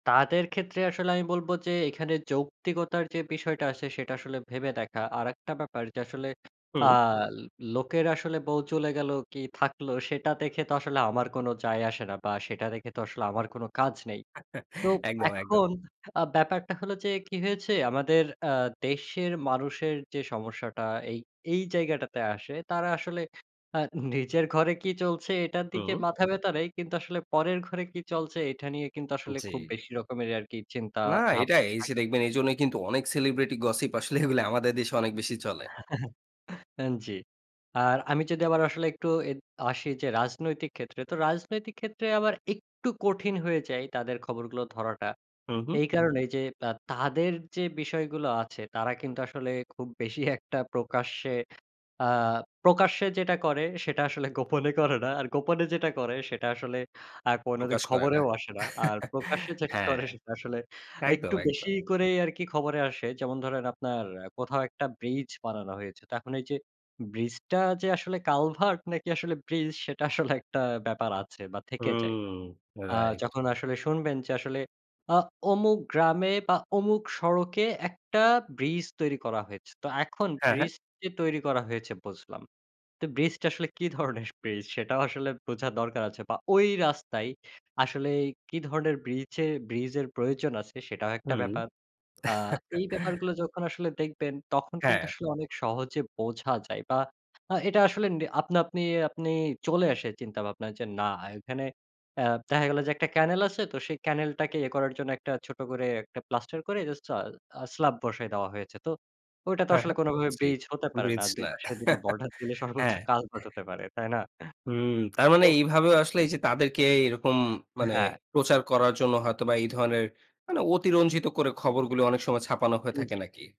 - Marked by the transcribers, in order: other background noise; chuckle; "এটা" said as "এঠা"; laughing while speaking: "এগুলি"; chuckle; tapping; laughing while speaking: "গোপনে করে না আর গোপনে … করে সেটা আসলে"; chuckle; "তো এখন" said as "তাখন"; laughing while speaking: "আসলে একটা"; laughing while speaking: "কি ধরনের ব্রিজ!"; "ব্রিজে-" said as "ব্রিচে"; chuckle; laughing while speaking: "দুই পাশে দুই টা বর্ডার দিলে সর্বোচ্চ কালভার্ট হতে পারে। তাই না?"; chuckle
- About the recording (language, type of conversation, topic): Bengali, podcast, আপনি অনলাইনে পাওয়া খবর কীভাবে যাচাই করেন?